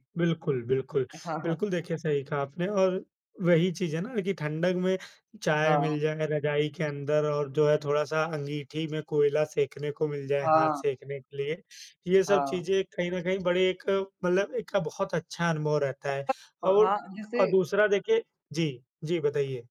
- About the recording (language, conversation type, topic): Hindi, unstructured, आपको सबसे अच्छा कौन सा मौसम लगता है और क्यों?
- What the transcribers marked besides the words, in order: other noise